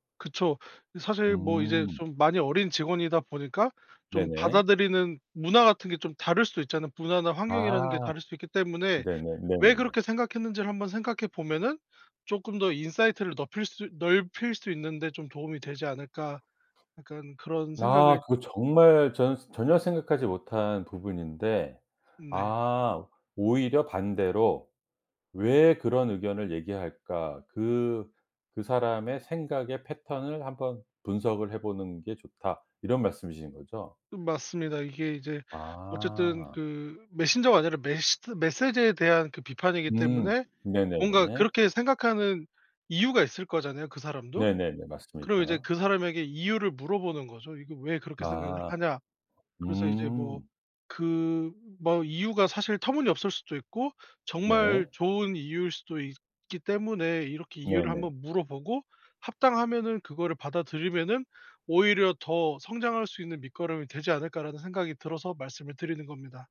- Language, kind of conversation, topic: Korean, advice, 비판 한마디에 자존감이 쉽게 흔들릴 때 어떻게 하면 좋을까요?
- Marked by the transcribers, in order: none